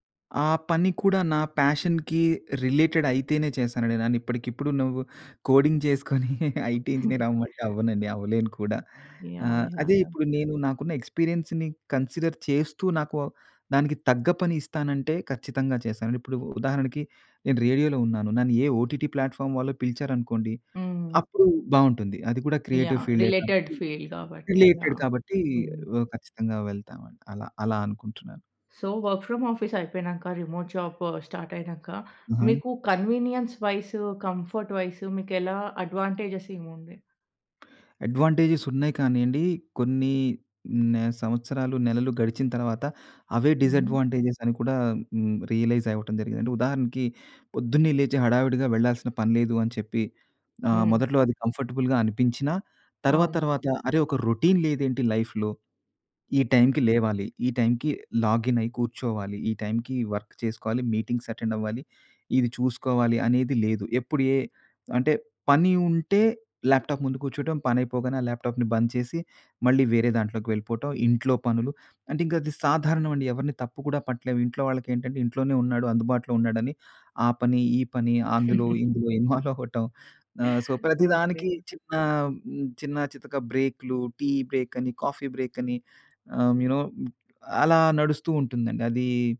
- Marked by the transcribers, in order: in English: "పాషన్‌కి రిలేటెడ్"; in English: "కోడింగ్"; chuckle; in English: "ఐటీ ఇంజినీర్"; chuckle; in English: "ఎక్స్పీరియన్స్‌ని కన్సిడర్"; in English: "రేడియోలో"; in English: "ఓటీటీ ప్లాట్‌ఫార్మ్"; in English: "క్రియేటివ్ ఫీల్డే"; in English: "రిలేటెడ్ ఫీల్డ్"; tapping; in English: "రిలేటెడ్"; in English: "సో, వర్క్ ఫ్రమ్ ఆఫీస్"; in English: "రిమోట్ జాబ్ స్టార్ట్"; in English: "కన్వినియన్స్ వైస్, కంఫర్ట్ వైస్"; in English: "అడ్వెంటేజెస్"; in English: "అడ్వాంటేజెస్"; in English: "డిసాడ్వాంటేజెస్"; in English: "రియలైజ్"; in English: "కంఫర్టబుల్‌గా"; in English: "రోటీన్"; in English: "లైఫ్‌లో"; in English: "వర్క్"; in English: "మీటింగ్స్ అటెండ్"; in English: "ల్యాప్టాప్"; in English: "ల్యాప్టాప్‌ని"; giggle; laughing while speaking: "ఇన్వాల్వ్ అవ్వటం"; in English: "ఇన్వాల్వ్"; in English: "సో"; in English: "టీ బ్రేక్"; in English: "కాఫీ బ్రేక్"; in English: "యు నో"
- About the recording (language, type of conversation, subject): Telugu, podcast, రిమోట్ వర్క్‌కు మీరు ఎలా అలవాటుపడ్డారు, దానికి మీ సూచనలు ఏమిటి?